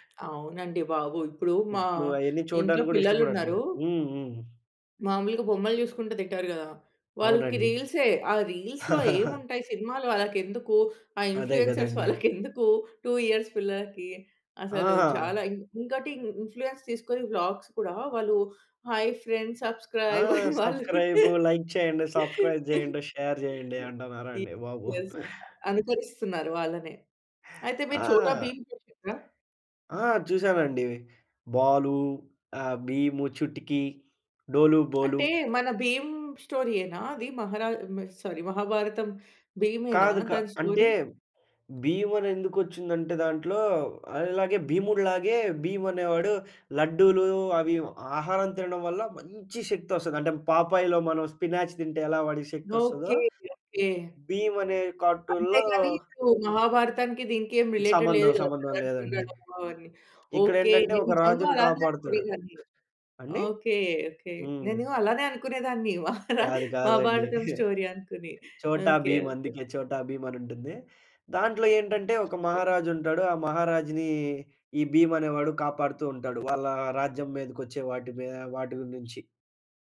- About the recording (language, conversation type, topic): Telugu, podcast, చిన్నతనంలో మీరు చూసిన టెలివిజన్ కార్యక్రమం ఏది?
- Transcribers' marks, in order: in English: "రీల్సే"; laugh; in English: "రీల్స్‌లో"; in English: "ఇన్‌ఫ్లూయెన్సర్స్"; in English: "ఇన్‌ఫ్లూయెన్స్"; in English: "వ్లాగ్స్"; in English: "లైక్"; in English: "సబ్‌స్క్రయిబ్"; laughing while speaking: "హాయ్ ఫ్రెండ్స్ సబ్‌స్క్రయిబ్ అని వాళ్ళు"; in English: "హాయ్ ఫ్రెండ్స్ సబ్‌స్క్రయిబ్"; in English: "షేర్"; unintelligible speech; chuckle; in English: "స్టోరీ"; in English: "సారీ"; in English: "స్టోరీ"; in English: "స్పినాచ్"; in English: "కార్టూన్‌లో"; in English: "రిలేటెడ్"; unintelligible speech; laughing while speaking: "మహారా మహాభారతం స్టోరీ అనుకుని"; in English: "స్టోరీ"; chuckle; unintelligible speech